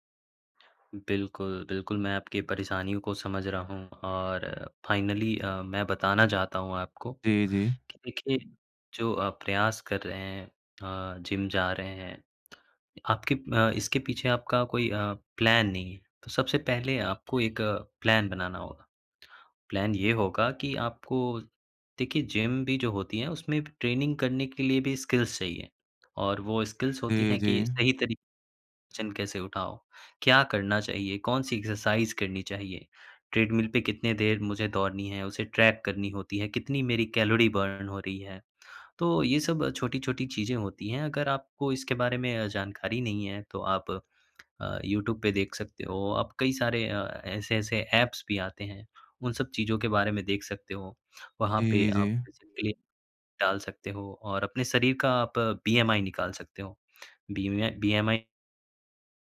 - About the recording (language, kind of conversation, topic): Hindi, advice, आपकी कसरत में प्रगति कब और कैसे रुक गई?
- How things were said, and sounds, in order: other background noise; in English: "फ़ाइनली"; in English: "प्लान"; in English: "प्लान"; in English: "प्लान"; in English: "ट्रेनिंग"; in English: "स्किल्स"; in English: "स्किल्स"; unintelligible speech; in English: "एक्सरसाइज़"; in English: "ट्रैक"; in English: "कैलोरी बर्न"; in English: "बेसिकली"